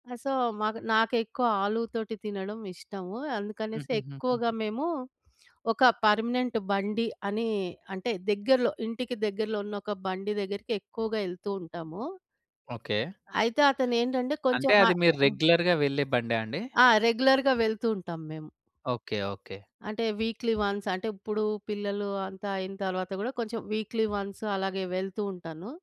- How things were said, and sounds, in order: in English: "సో"; in English: "పర్మనెంట్"; tapping; in English: "రెగ్యులర్‌గా"; in English: "రెగ్యులర్‌గా"; in English: "వీక్‌లీ వన్స్"; in English: "వీక్‌లీ వన్స్"
- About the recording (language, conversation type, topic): Telugu, podcast, వీధి తిండి బాగా ఉందో లేదో మీరు ఎలా గుర్తిస్తారు?